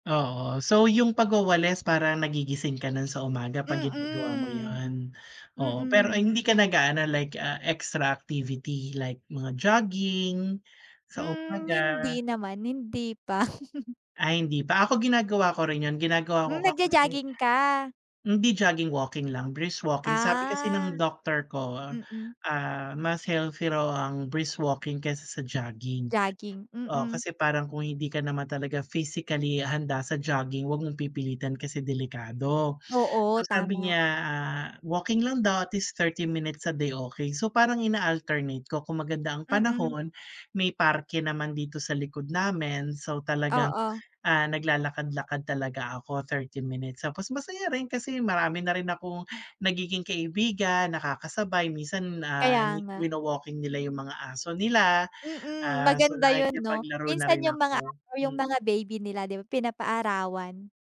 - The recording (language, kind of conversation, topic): Filipino, unstructured, Paano mo sinisimulan ang araw para manatiling masigla?
- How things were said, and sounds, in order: tapping; chuckle; other background noise; in English: "brisk walking"; in English: "brisk walking"